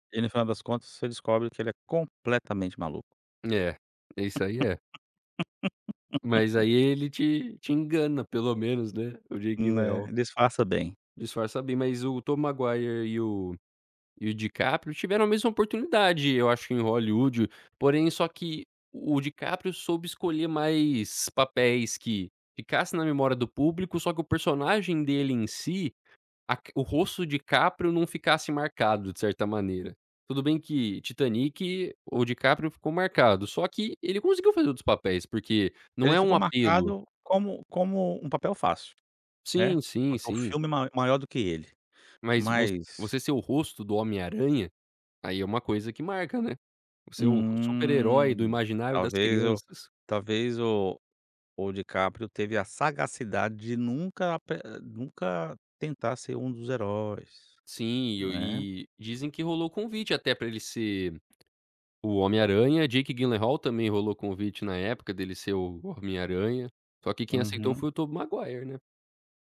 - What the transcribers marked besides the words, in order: laugh
- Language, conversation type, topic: Portuguese, podcast, Me conta sobre um filme que marcou sua vida?